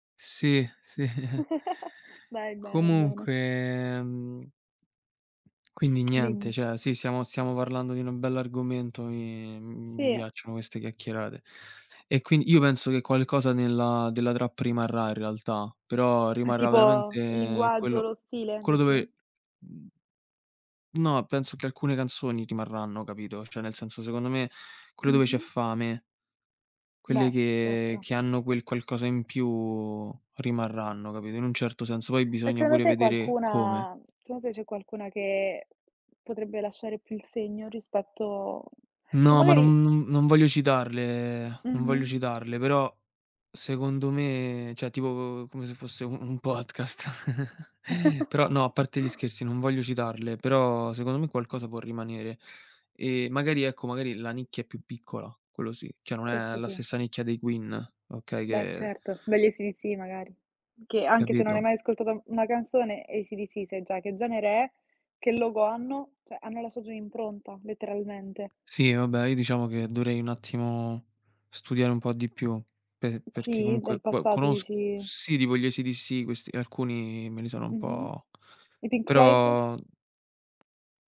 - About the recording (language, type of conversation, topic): Italian, unstructured, Perché alcune canzoni diventano inni generazionali?
- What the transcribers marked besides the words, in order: laughing while speaking: "sì"; chuckle; tapping; "cioè" said as "ceh"; other background noise; "Cioè" said as "ceh"; "secondo" said as "seondo"; "secondo" said as "seondo"; "cioè" said as "ceh"; laughing while speaking: "podcast"; chuckle; "cioè" said as "ceh"; "cioè" said as "ceh"